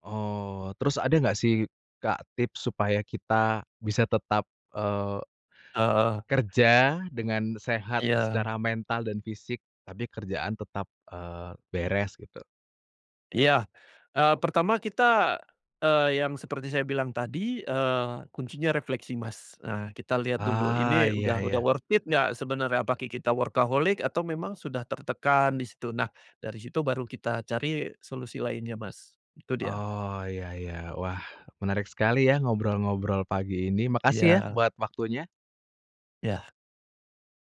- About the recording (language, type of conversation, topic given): Indonesian, podcast, Bagaimana cara menyeimbangkan pekerjaan dan kehidupan pribadi?
- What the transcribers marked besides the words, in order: in English: "worth it"; other background noise